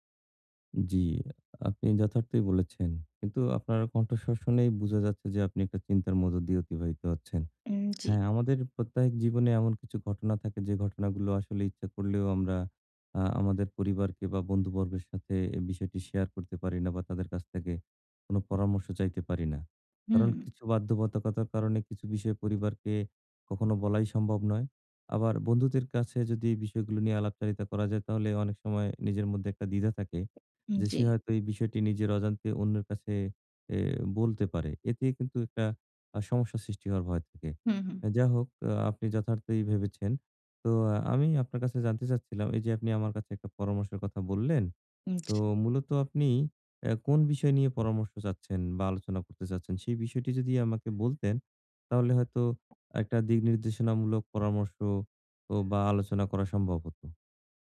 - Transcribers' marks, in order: none
- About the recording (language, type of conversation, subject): Bengali, advice, বড় পরিবর্তনকে ছোট ধাপে ভাগ করে কীভাবে শুরু করব?
- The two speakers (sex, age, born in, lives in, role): female, 30-34, Bangladesh, Bangladesh, user; male, 40-44, Bangladesh, Bangladesh, advisor